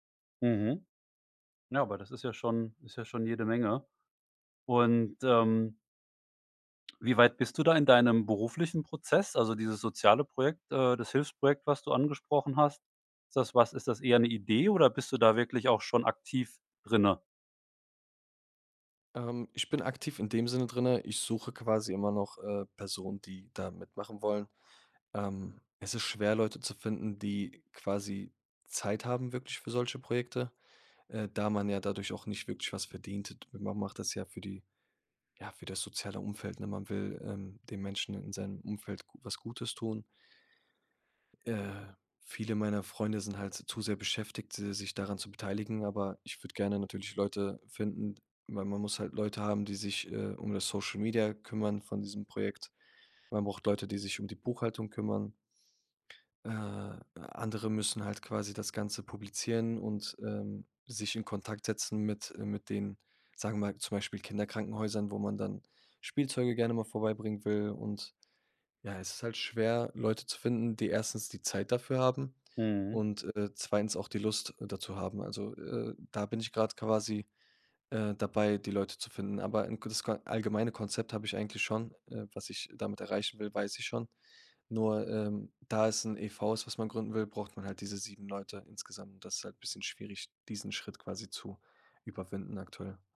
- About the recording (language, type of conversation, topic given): German, podcast, Was inspiriert dich beim kreativen Arbeiten?
- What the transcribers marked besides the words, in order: none